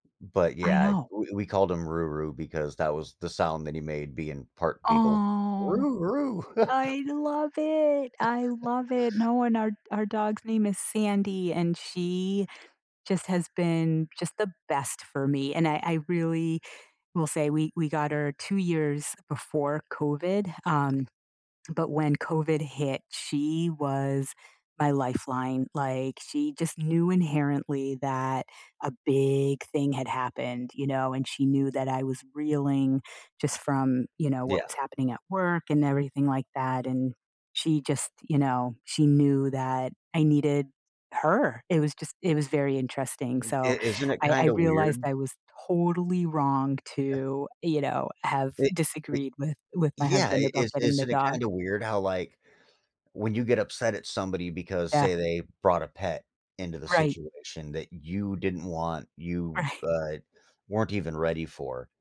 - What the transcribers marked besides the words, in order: drawn out: "Aw"; put-on voice: "Roo Roo"; laugh; tapping; drawn out: "big"; stressed: "totally"; chuckle; laughing while speaking: "Right"
- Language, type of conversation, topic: English, unstructured, How can disagreements help us see things from a new perspective?
- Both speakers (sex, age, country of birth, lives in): female, 50-54, United States, United States; male, 40-44, United States, United States